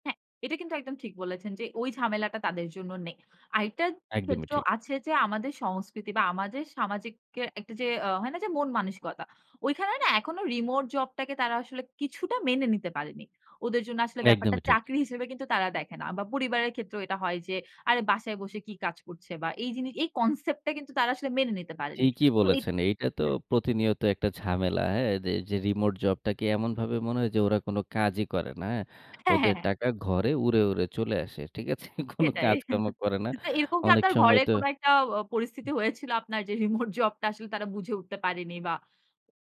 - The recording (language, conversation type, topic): Bengali, podcast, রিমোটে কাজ আর অফিসে কাজ—তোমার অভিজ্ঞতা কী বলে?
- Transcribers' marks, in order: in English: "concept"; chuckle; laughing while speaking: "কোন কাজকর্ম করে না"; other background noise